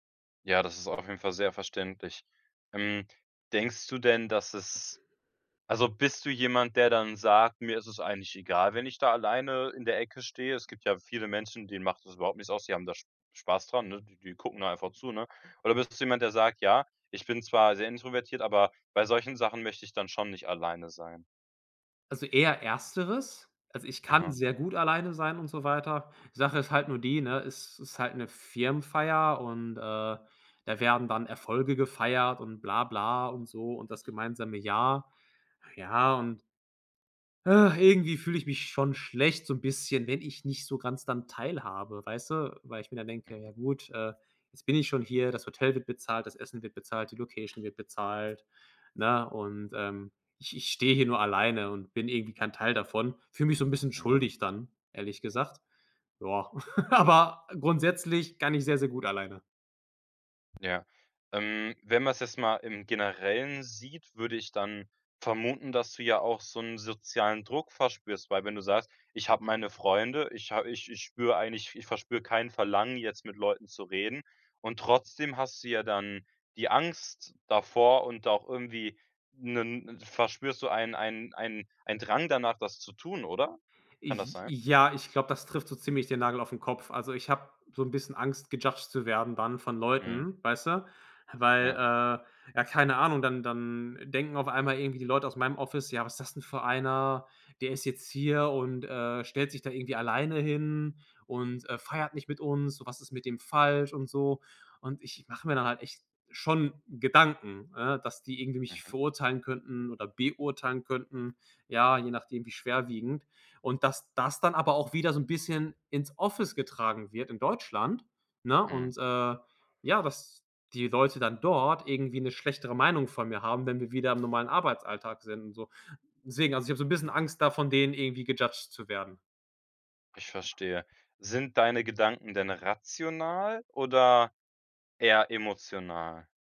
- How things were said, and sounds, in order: tapping; sigh; chuckle; in English: "gejudged"; stressed: "dort"; in English: "gejudged"
- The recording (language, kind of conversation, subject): German, advice, Wie kann ich mich trotz Angst vor Bewertung und Ablehnung selbstsicherer fühlen?